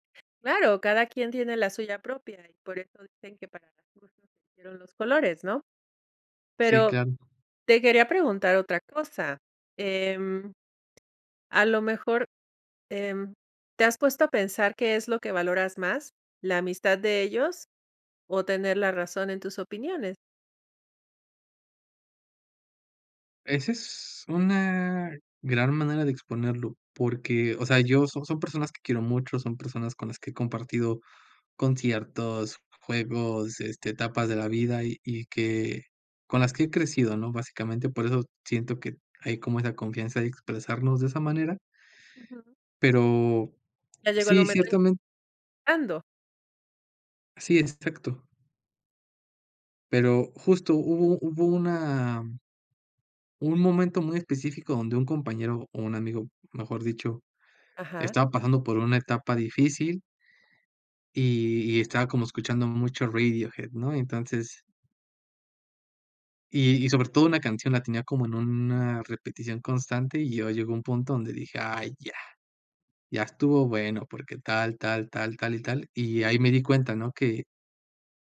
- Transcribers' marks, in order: other background noise; tapping
- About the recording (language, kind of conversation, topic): Spanish, advice, ¿Cómo te sientes cuando temes compartir opiniones auténticas por miedo al rechazo social?